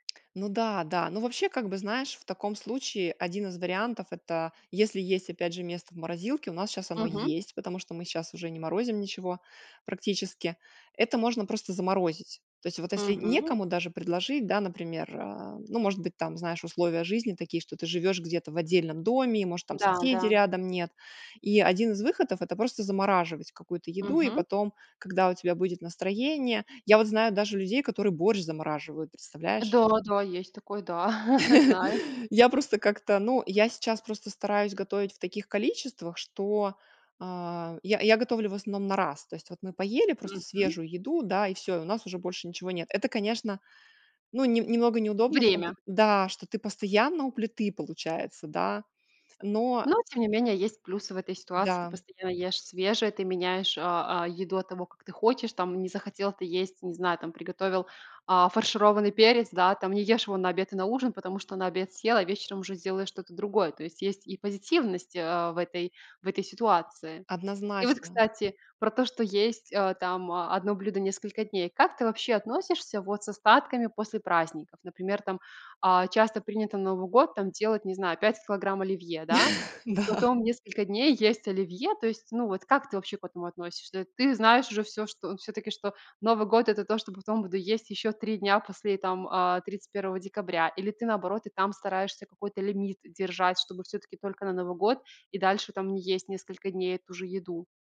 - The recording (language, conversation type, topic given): Russian, podcast, Как уменьшить пищевые отходы в семье?
- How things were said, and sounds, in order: tapping; laugh; chuckle